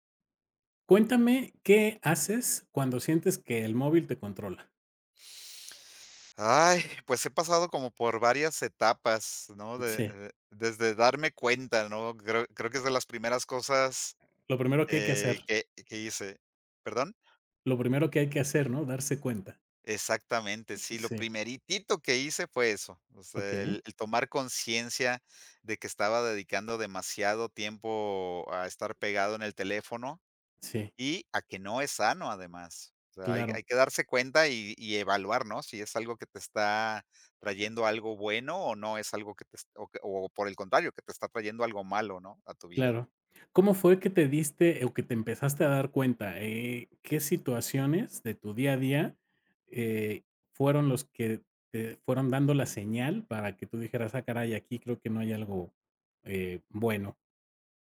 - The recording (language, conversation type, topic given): Spanish, podcast, ¿Qué haces cuando sientes que el celular te controla?
- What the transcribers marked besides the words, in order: none